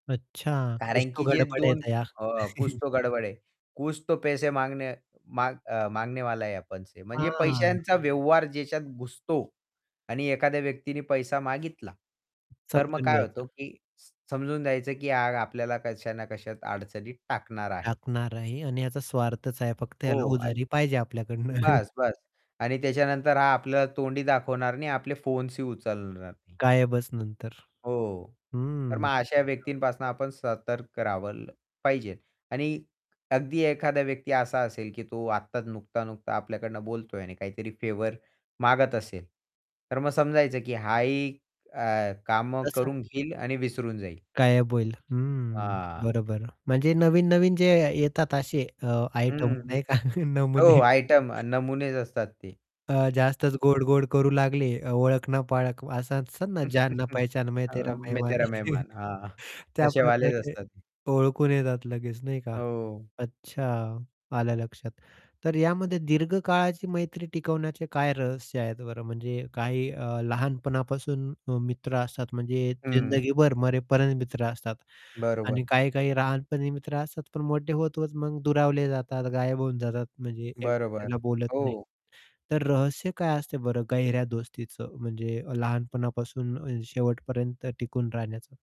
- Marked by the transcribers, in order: static; tapping; distorted speech; in Hindi: "कुछ तो गडबड है दया"; other background noise; in Hindi: "कुछ तो गड़बड़ है, कुछ तो पैसे मागणे माग मागणेवाला है आपणसे"; chuckle; chuckle; "राहील" said as "राहावंल"; in English: "फेवर"; laughing while speaking: "नाही का"; chuckle; in Hindi: "जान ना पहचण मैंन तेरा मेहमान"; chuckle; in Hindi: "मैं तेरा मेहमान"; chuckle
- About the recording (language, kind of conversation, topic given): Marathi, podcast, खरा मित्र कोण आहे हे तुम्ही कसे ठरवता?